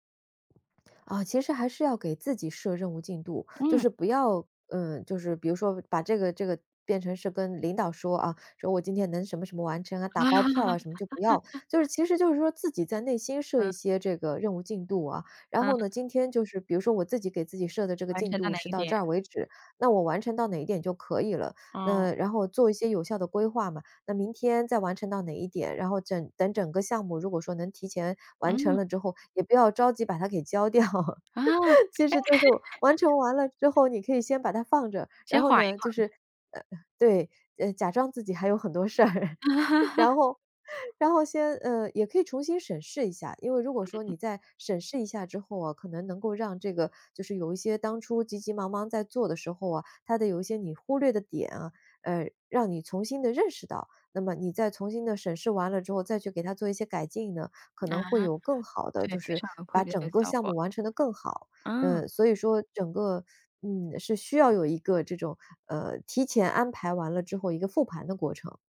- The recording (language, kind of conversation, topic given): Chinese, podcast, 你会怎样克服拖延并按计划学习？
- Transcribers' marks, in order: other background noise; laugh; laughing while speaking: "掉"; laugh; laugh; laughing while speaking: "事儿，然后"; laugh; "特别" said as "愧别"